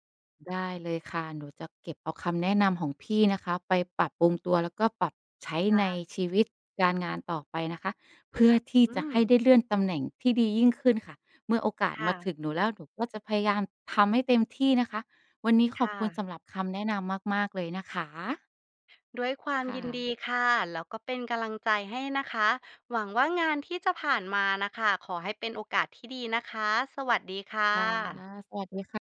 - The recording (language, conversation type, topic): Thai, advice, เมื่อคุณได้เลื่อนตำแหน่งหรือเปลี่ยนหน้าที่ คุณควรรับมือกับความรับผิดชอบใหม่อย่างไร?
- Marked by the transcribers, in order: other background noise; "กำลังใจ" said as "กะลังใจ"